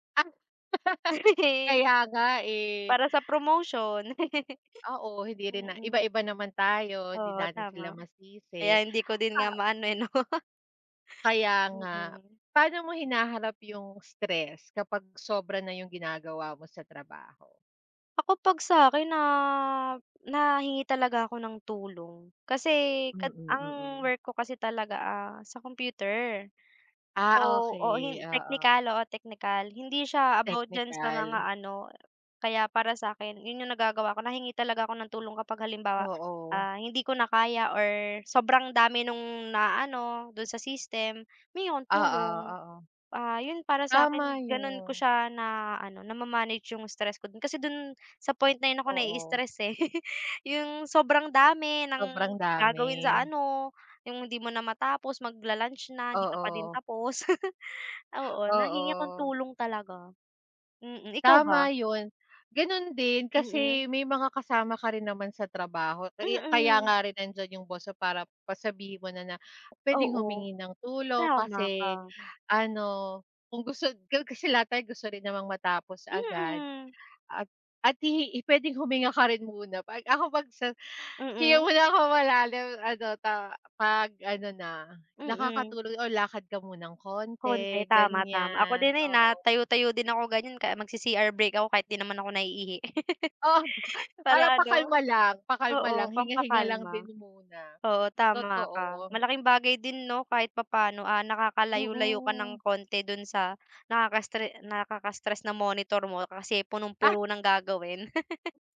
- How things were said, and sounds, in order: chuckle; giggle; giggle; chuckle; tapping; chuckle; chuckle; other background noise; chuckle; dog barking; chuckle
- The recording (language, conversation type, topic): Filipino, unstructured, Ano ang mga tip mo para magkaroon ng magandang balanse sa pagitan ng trabaho at personal na buhay?